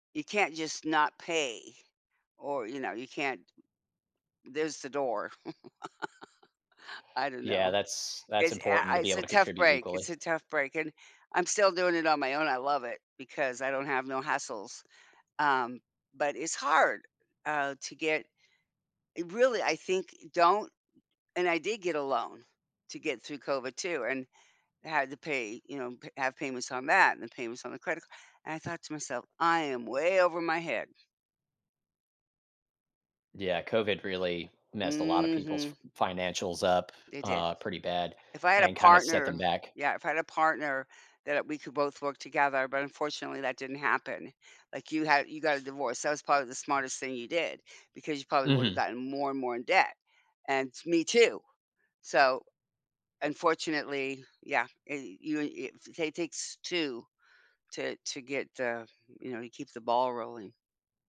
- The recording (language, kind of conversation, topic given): English, unstructured, How do people define and pursue financial independence in their lives?
- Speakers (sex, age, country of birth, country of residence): female, 75-79, United States, United States; male, 30-34, United States, United States
- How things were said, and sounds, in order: laugh; tapping; drawn out: "Mhm"; other background noise